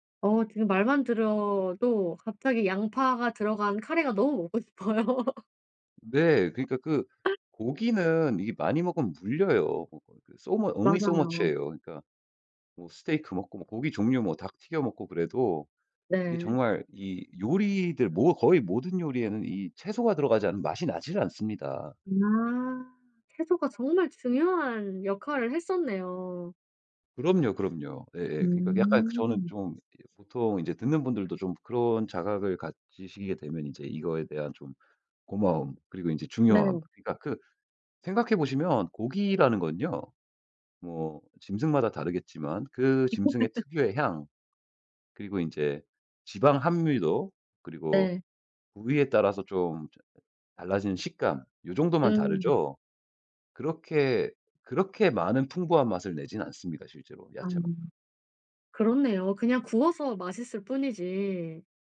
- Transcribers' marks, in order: laughing while speaking: "먹고 싶어요"; laugh; in English: "So mu only so much"; laugh
- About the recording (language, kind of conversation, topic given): Korean, podcast, 채소를 더 많이 먹게 만드는 꿀팁이 있나요?